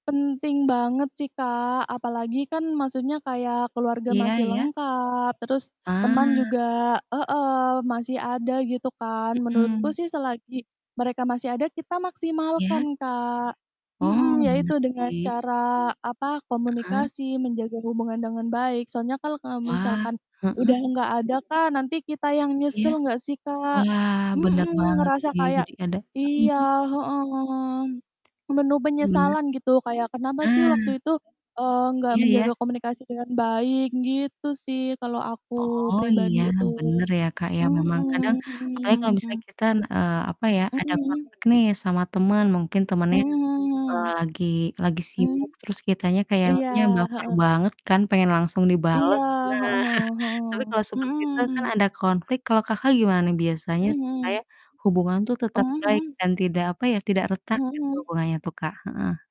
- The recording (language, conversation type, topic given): Indonesian, unstructured, Bagaimana cara kamu menjaga hubungan dengan teman dan keluarga?
- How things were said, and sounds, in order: background speech; mechanical hum; distorted speech; other background noise; tapping; drawn out: "Mhm"; chuckle